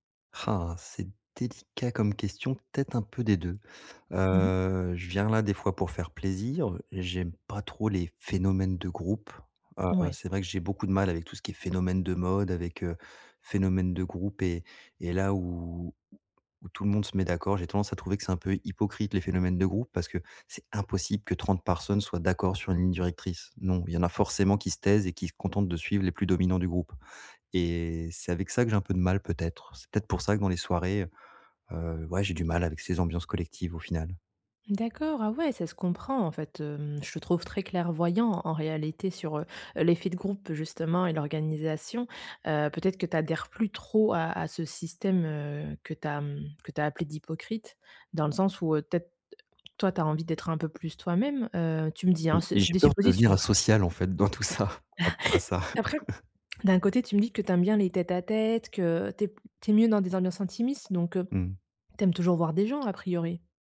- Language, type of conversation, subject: French, advice, Comment puis-je me sentir moins isolé(e) lors des soirées et des fêtes ?
- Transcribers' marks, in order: stressed: "impossible"; "personnes" said as "parsonnes"; other background noise; laughing while speaking: "dans tout ça, par rapport à ça"; chuckle; laugh